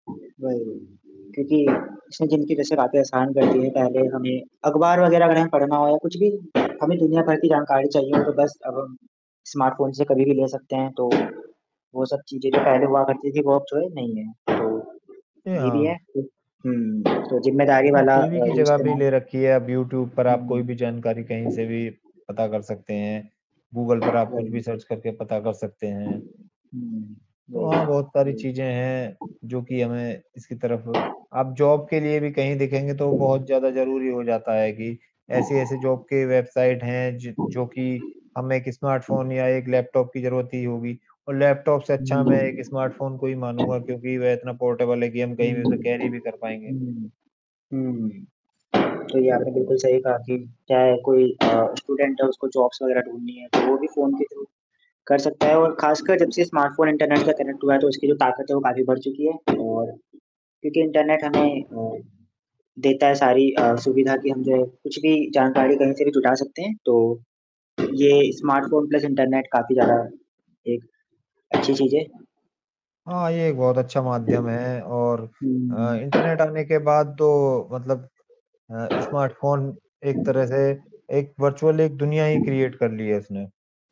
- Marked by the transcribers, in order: static; other background noise; tapping; in English: "स्मार्टफ़ोन"; in English: "सर्च"; in English: "जॉब"; in English: "जॉब"; in English: "स्मार्टफ़ोन"; in English: "स्मार्टफ़ोन"; in English: "पोर्टेबल"; in English: "कैरी"; in English: "स्टूडेंट"; in English: "जॉब्स"; in English: "थ्रू"; in English: "स्मार्टफ़ोन"; in English: "कनेक्ट"; in English: "स्मार्टफ़ोन प्लस"; in English: "स्मार्टफ़ोन"; in English: "वर्चुअल"; in English: "क्रिएट"
- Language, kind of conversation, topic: Hindi, unstructured, स्मार्टफोन ने आपकी दिनचर्या को कैसे बदला है?
- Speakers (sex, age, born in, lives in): male, 20-24, India, India; male, 35-39, India, India